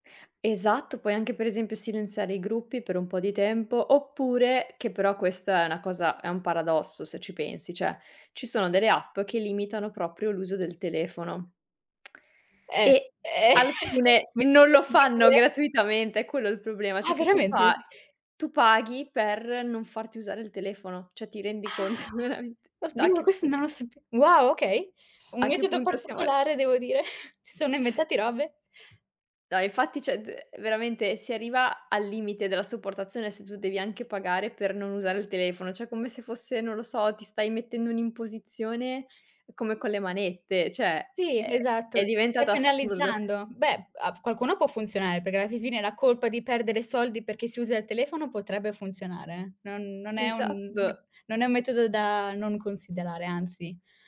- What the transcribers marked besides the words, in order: tapping; chuckle; lip smack; other background noise; laughing while speaking: "conto veramente"; chuckle
- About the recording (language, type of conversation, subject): Italian, podcast, In che modo lo smartphone ha cambiato la tua routine quotidiana?